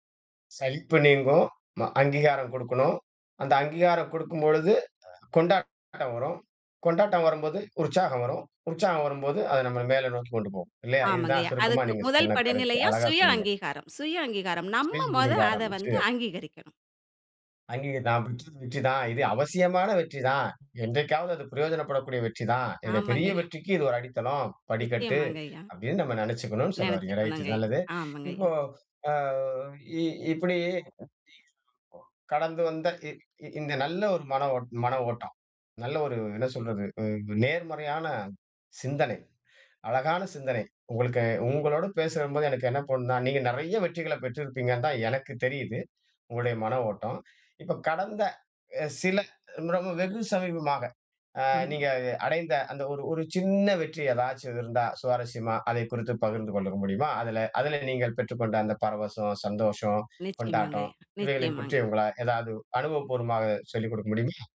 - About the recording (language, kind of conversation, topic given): Tamil, podcast, சிறு வெற்றிகளை கொண்டாடுவது உங்களுக்கு எப்படி உதவுகிறது?
- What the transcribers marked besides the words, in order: unintelligible speech; unintelligible speech; unintelligible speech; unintelligible speech; chuckle; other background noise; "பற்றிய" said as "குற்றிய"